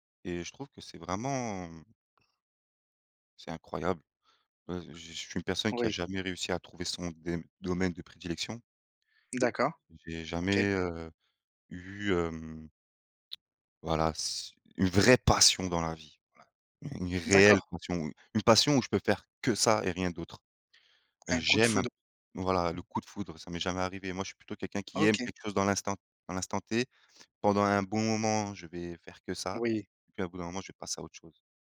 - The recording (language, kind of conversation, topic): French, unstructured, Qu’est-ce qui te rend triste dans ta vie professionnelle ?
- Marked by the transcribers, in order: other background noise; tapping; lip smack; stressed: "vraie passion"; stressed: "réelle"; stressed: "que ça"